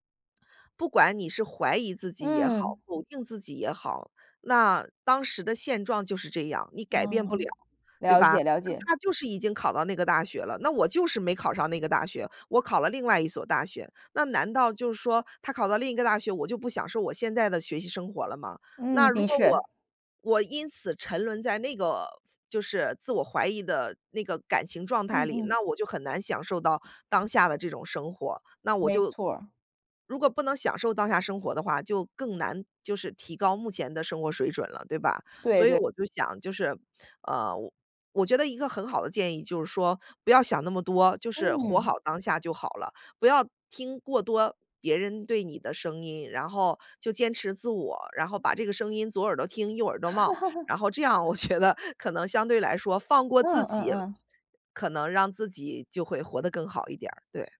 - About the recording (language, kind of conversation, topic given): Chinese, podcast, 你如何处理自我怀疑和不安？
- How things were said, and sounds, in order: chuckle; laughing while speaking: "我觉得"